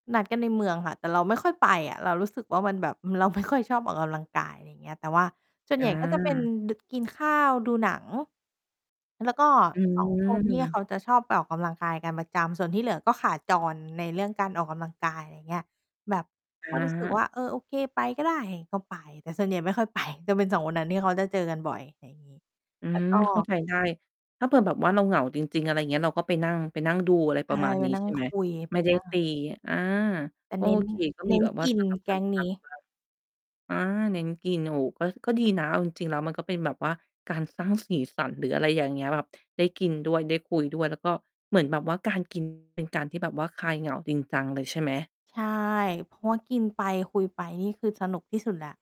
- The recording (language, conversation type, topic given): Thai, podcast, เมื่อรู้สึกเหงาจริงๆ ควรเริ่มเปลี่ยนอะไรก่อนดี?
- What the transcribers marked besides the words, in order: other background noise; mechanical hum; distorted speech; tapping